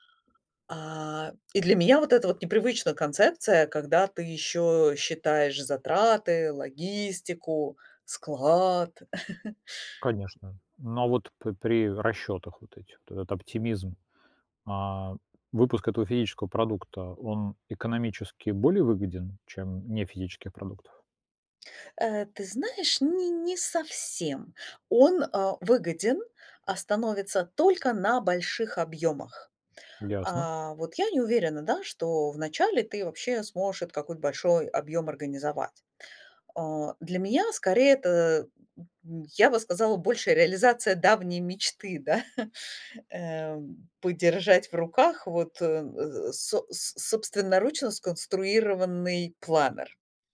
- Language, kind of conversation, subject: Russian, advice, Как справиться с постоянным страхом провала при запуске своего первого продукта?
- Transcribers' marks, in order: chuckle; tapping; chuckle